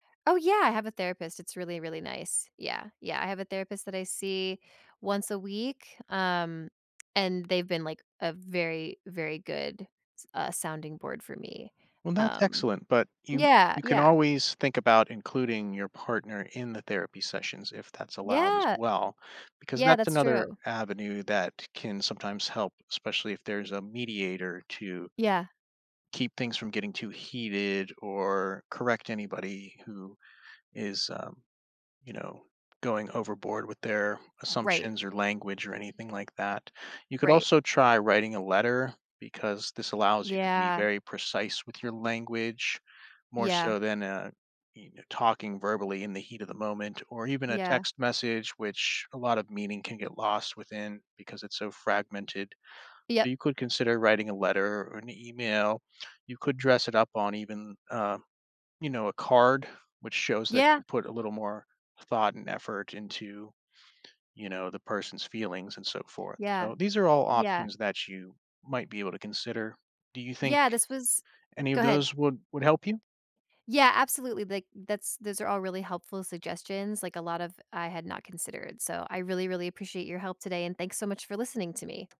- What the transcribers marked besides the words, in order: sniff; sniff; tapping
- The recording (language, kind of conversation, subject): English, advice, How can I improve communication with my partner?
- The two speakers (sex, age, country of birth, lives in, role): female, 40-44, United States, United States, user; male, 40-44, United States, United States, advisor